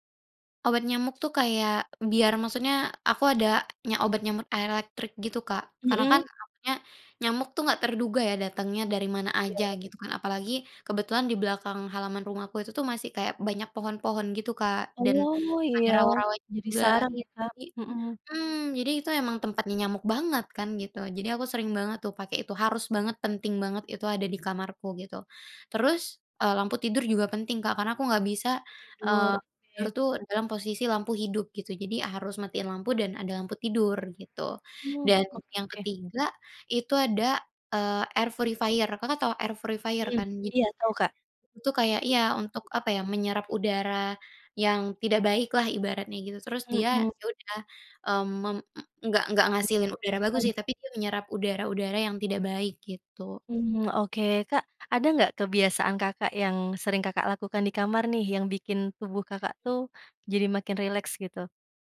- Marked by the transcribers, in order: other background noise; in English: "air purifier"; in English: "air purifier"; tapping
- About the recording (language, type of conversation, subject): Indonesian, podcast, Bagaimana cara kamu membuat kamar menjadi tempat yang nyaman untuk bersantai?